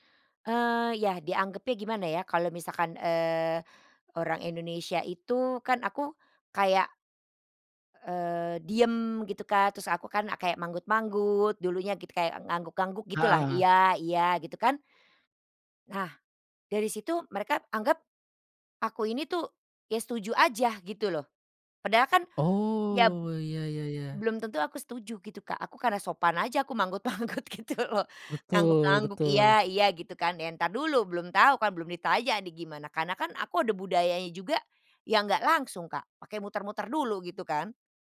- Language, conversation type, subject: Indonesian, podcast, Pernahkah kamu mengalami stereotip budaya, dan bagaimana kamu meresponsnya?
- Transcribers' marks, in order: laughing while speaking: "manggut-manggut"